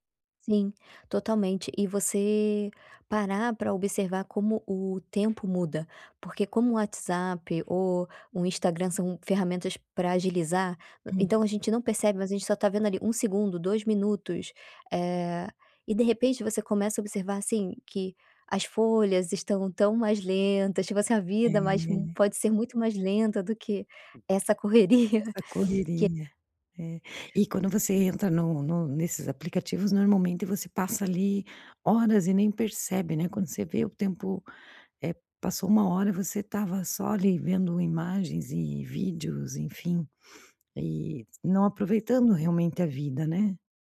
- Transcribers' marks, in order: tapping; other background noise; laughing while speaking: "correria"
- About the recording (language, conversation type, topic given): Portuguese, podcast, Como você faz detox digital quando precisa descansar?